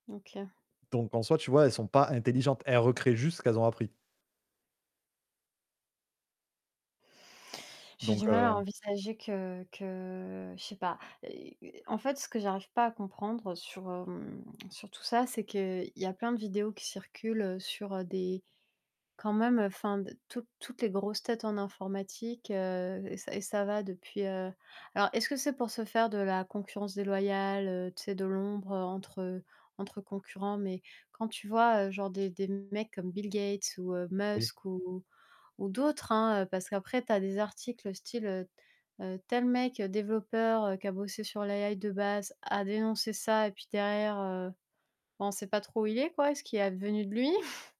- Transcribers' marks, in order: static; tapping; distorted speech; put-on voice: "AI"; chuckle
- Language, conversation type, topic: French, unstructured, Comment les grandes inventions ont-elles changé notre vie quotidienne ?